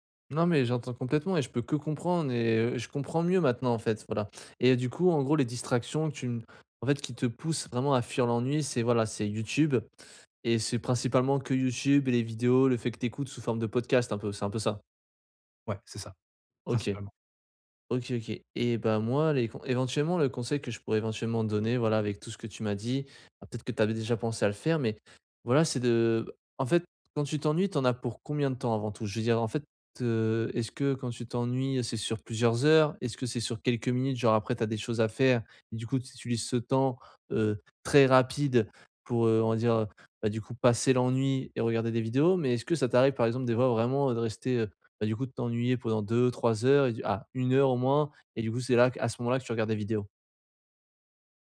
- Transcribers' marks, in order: stressed: "que"; other background noise; stressed: "très"
- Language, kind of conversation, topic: French, advice, Comment apprendre à accepter l’ennui pour mieux me concentrer ?